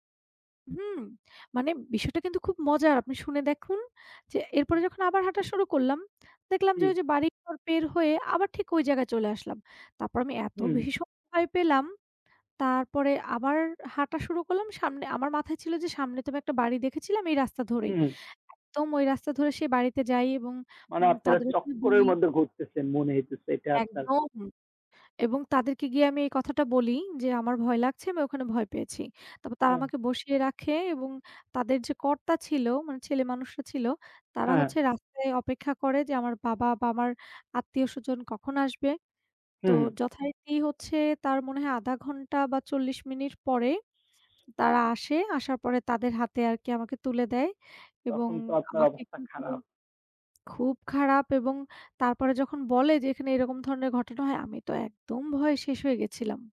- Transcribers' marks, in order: "পার" said as "পের"; other background noise; unintelligible speech; tapping
- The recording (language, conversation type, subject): Bengali, unstructured, শৈশবে আপনি কোন জায়গায় ঘুরতে যেতে সবচেয়ে বেশি ভালোবাসতেন?